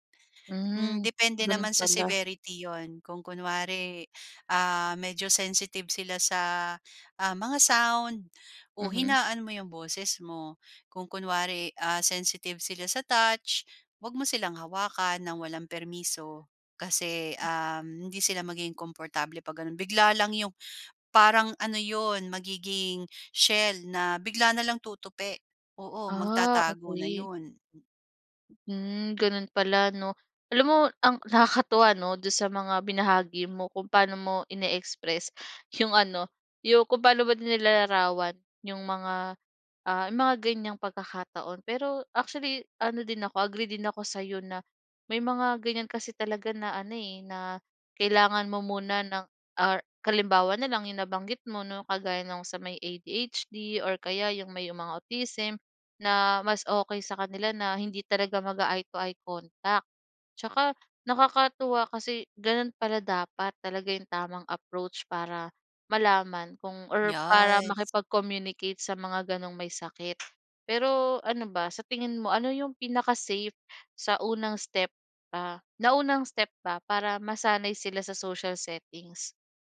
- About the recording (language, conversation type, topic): Filipino, podcast, Ano ang makakatulong sa isang taong natatakot lumapit sa komunidad?
- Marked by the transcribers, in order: in English: "severity"; other background noise; laughing while speaking: "nakakatuwa"; in English: "ini-express"; in English: "autism"; in English: "social settings?"